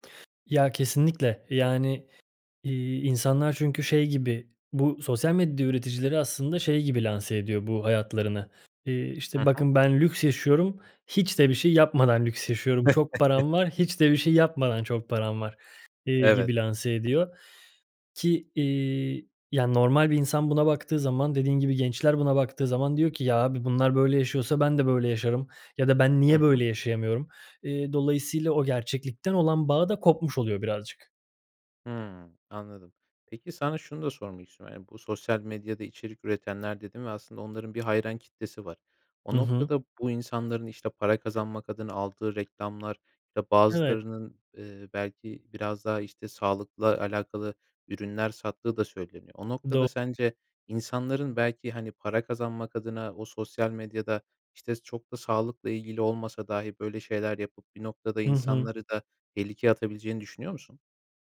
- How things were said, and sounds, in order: chuckle; unintelligible speech
- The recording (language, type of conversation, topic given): Turkish, podcast, Sosyal medyada gerçeklik ile kurgu arasındaki çizgi nasıl bulanıklaşıyor?